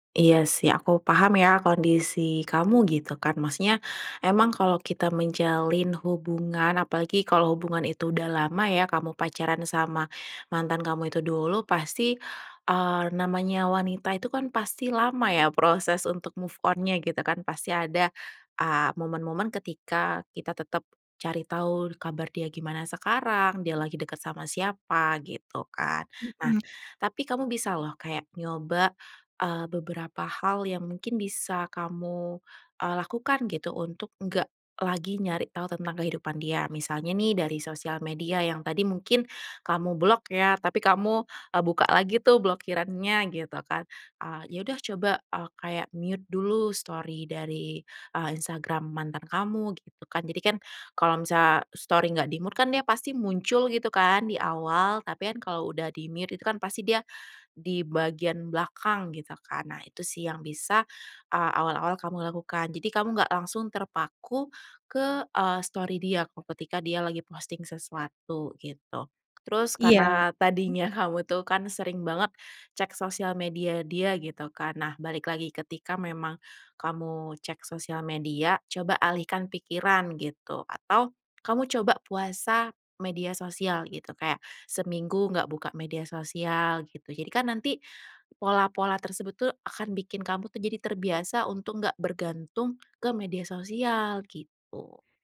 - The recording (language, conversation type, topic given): Indonesian, advice, Kenapa saya sulit berhenti mengecek akun media sosial mantan?
- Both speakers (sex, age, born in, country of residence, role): female, 30-34, Indonesia, Indonesia, advisor; female, 30-34, Indonesia, Indonesia, user
- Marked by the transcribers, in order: in English: "move on-nya"; in English: "mute"; in English: "di-mute"; in English: "di-mute"